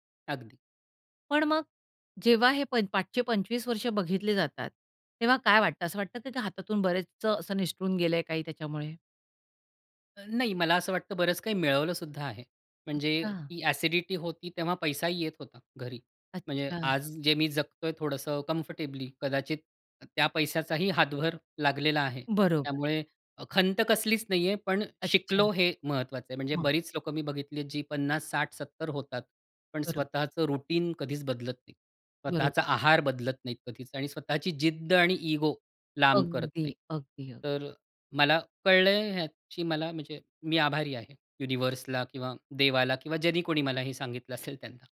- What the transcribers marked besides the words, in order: "मागचे प-" said as "पाठचे"; in English: "रुटीन"; laughing while speaking: "असेल"
- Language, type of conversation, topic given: Marathi, podcast, रात्री झोपायला जाण्यापूर्वी तुम्ही काय करता?